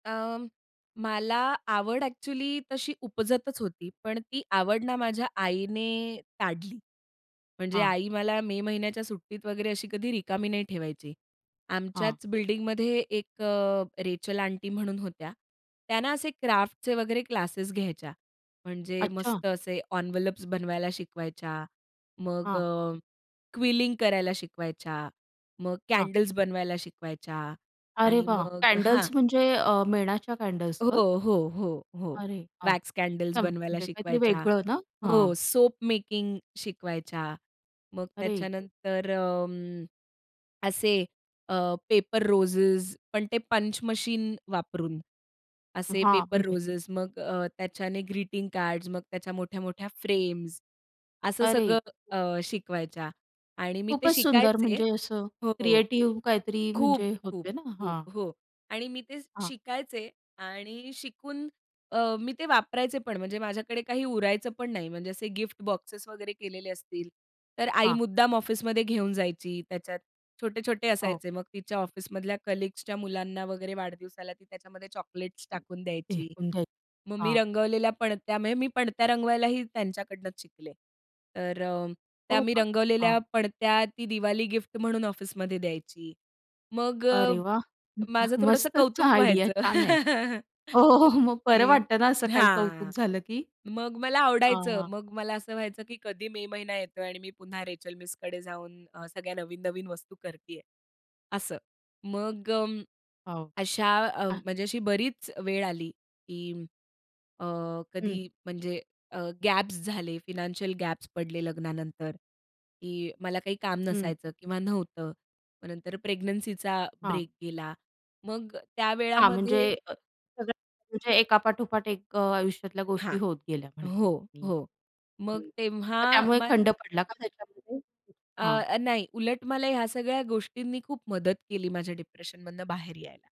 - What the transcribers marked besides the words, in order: tapping; in English: "एन्व्हलप्स"; in English: "क्विलिंग"; unintelligible speech; other background noise; in English: "कलीग्सच्या"; unintelligible speech; unintelligible speech; in English: "आयडिया"; chuckle; chuckle; unintelligible speech; in English: "डिप्रेशनमधनं"
- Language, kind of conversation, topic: Marathi, podcast, तुम्ही छंद जोपासताना वेळ कसा विसरून जाता?